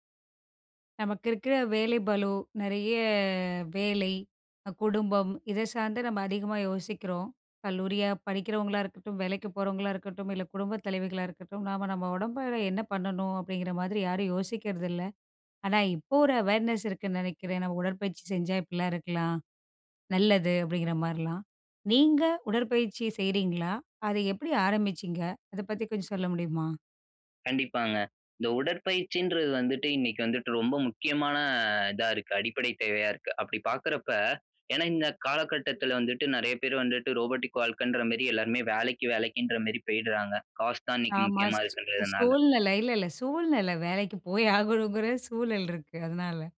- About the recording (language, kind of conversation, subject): Tamil, podcast, உடற்பயிற்சி தொடங்க உங்களைத் தூண்டிய அனுபவக் கதை என்ன?
- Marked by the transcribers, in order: in English: "அவேர்னஸ்"; in English: "ரோபோடிக்"; other background noise; "சூழ்நிலை" said as "சோழ்நிலை"; laughing while speaking: "வேலைக்கு போய் ஆகணுங்கிற சூழல் இருக்கு. அதனால"